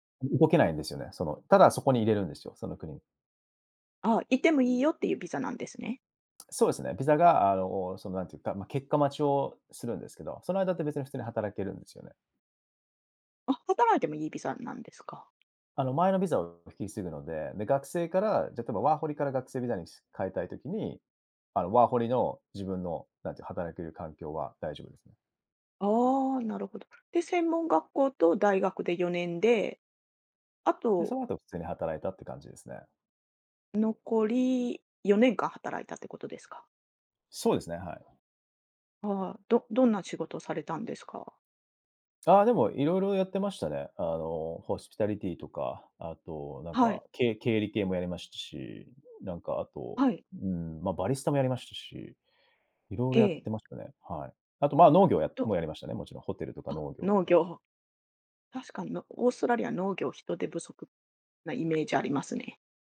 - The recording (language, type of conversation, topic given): Japanese, podcast, 新しい文化に馴染むとき、何を一番大切にしますか？
- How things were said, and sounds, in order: in English: "ホスピタリティ"; in Italian: "バリスタ"; tapping